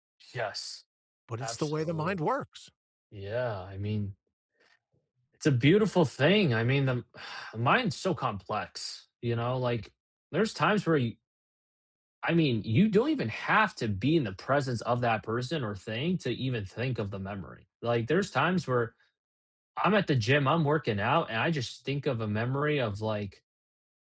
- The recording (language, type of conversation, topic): English, unstructured, How do shared memories bring people closer together?
- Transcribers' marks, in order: sigh